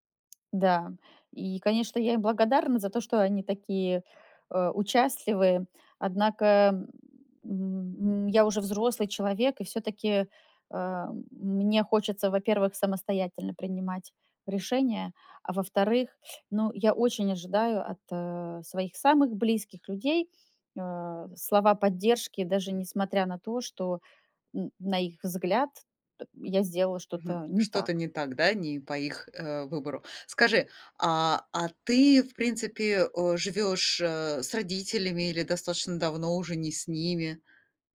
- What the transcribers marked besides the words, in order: tapping
- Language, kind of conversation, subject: Russian, advice, Как вы справляетесь с постоянной критикой со стороны родителей?